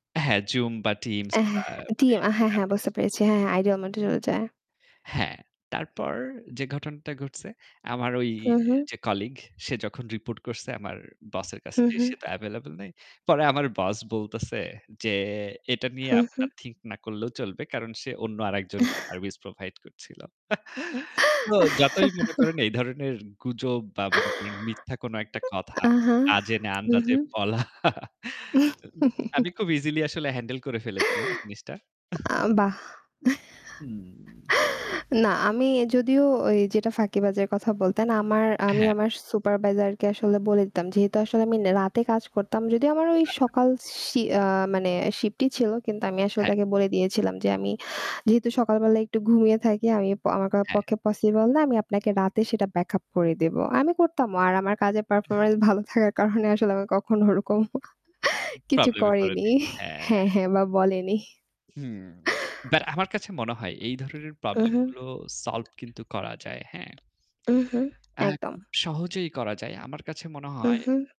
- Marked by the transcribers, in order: static; other background noise; unintelligible speech; distorted speech; in English: "idial"; "idle" said as "idial"; tapping; chuckle; laugh; chuckle; chuckle; laughing while speaking: "বলা"; chuckle; chuckle; "সুপারভাইজার" said as "সুপারবাইজার"; chuckle; "প্রবলেম" said as "পব্লেম"; laughing while speaking: "ওরকম"; chuckle; chuckle
- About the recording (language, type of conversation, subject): Bengali, unstructured, অফিসে মিথ্যা কথা বা গুজব ছড়ালে তার প্রভাব আপনার কাছে কেমন লাগে?